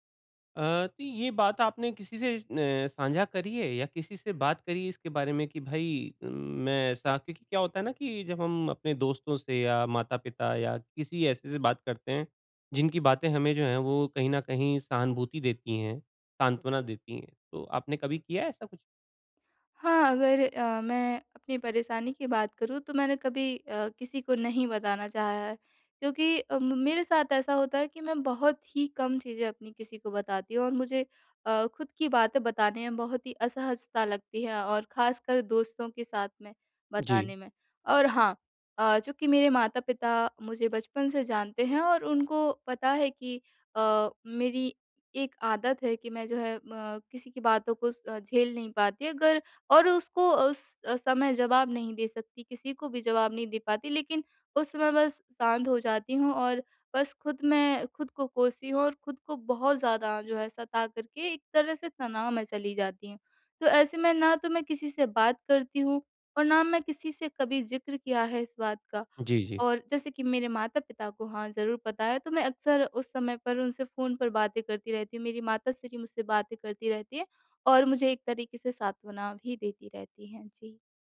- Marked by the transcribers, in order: tapping
- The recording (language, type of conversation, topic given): Hindi, advice, मैं आज तनाव कम करने के लिए कौन-से सरल अभ्यास कर सकता/सकती हूँ?